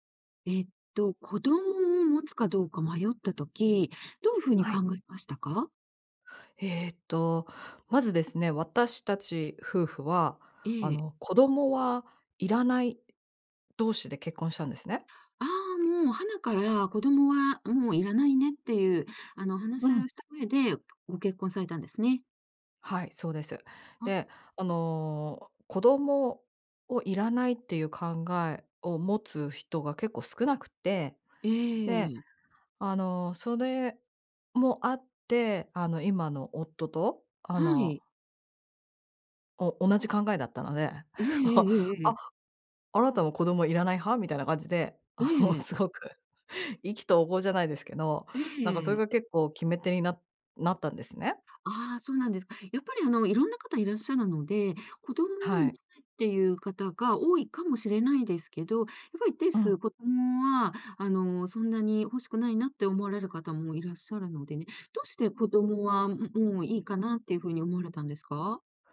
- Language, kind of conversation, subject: Japanese, podcast, 子どもを持つか迷ったとき、どう考えた？
- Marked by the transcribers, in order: tapping; chuckle; laughing while speaking: "あのすごく"